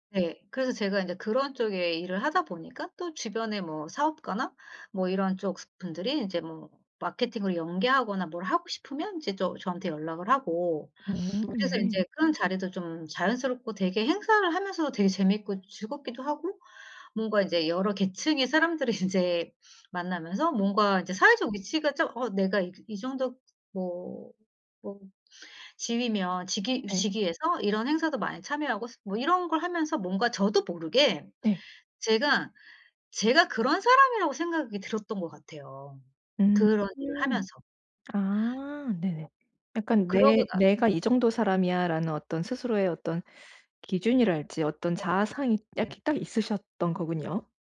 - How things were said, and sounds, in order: other background noise; sniff; laughing while speaking: "인제"
- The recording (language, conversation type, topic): Korean, advice, 사회적 지위 변화로 낮아진 자존감을 회복하고 정체성을 다시 세우려면 어떻게 해야 하나요?